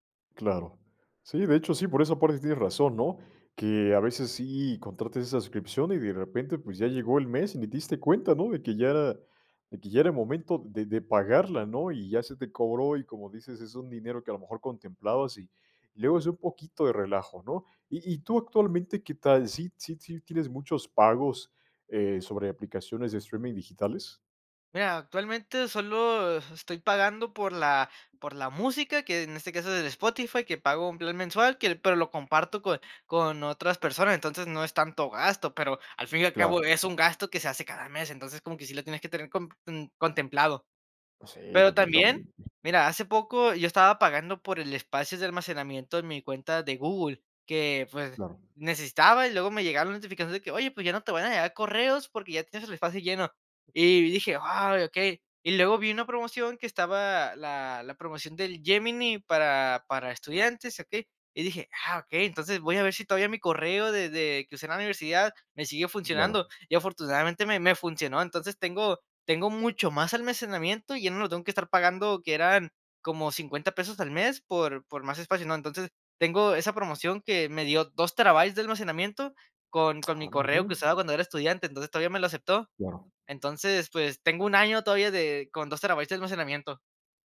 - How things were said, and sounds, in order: none
- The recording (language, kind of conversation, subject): Spanish, podcast, ¿Qué retos traen los pagos digitales a la vida cotidiana?